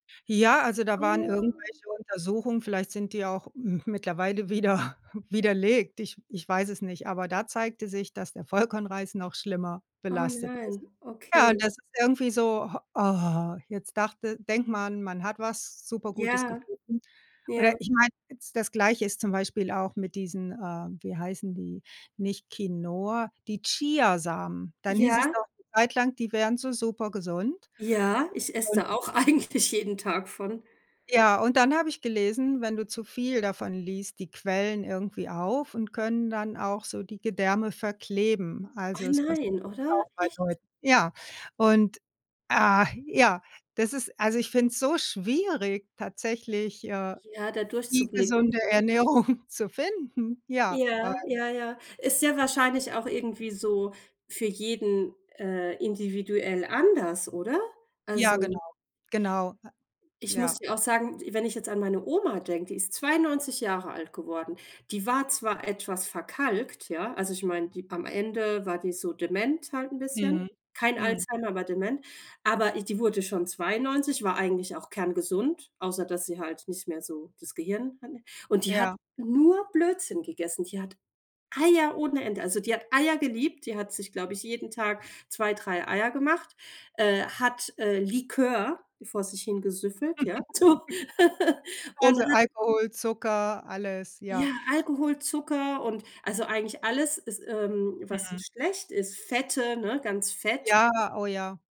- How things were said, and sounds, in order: drawn out: "Oh"; laughing while speaking: "mittlerweile wieder"; other noise; laughing while speaking: "eigentlich"; surprised: "Oh nein, oder? Echt?"; stressed: "schwierig"; laughing while speaking: "Ernährung"; stressed: "nur"; stressed: "Eier"; chuckle; laughing while speaking: "so"; chuckle
- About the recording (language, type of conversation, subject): German, unstructured, Wie wichtig ist dir eine gesunde Ernährung im Alltag?